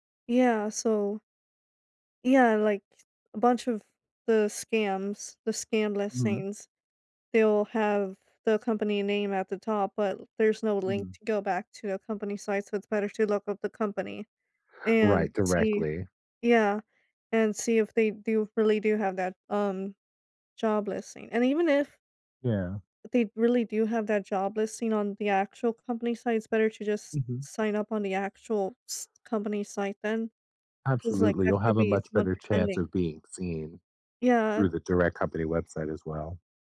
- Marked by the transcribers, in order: other background noise
- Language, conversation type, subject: English, advice, How can I take a short break from work without falling behind?
- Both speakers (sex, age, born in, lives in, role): female, 25-29, United States, United States, user; male, 50-54, United States, United States, advisor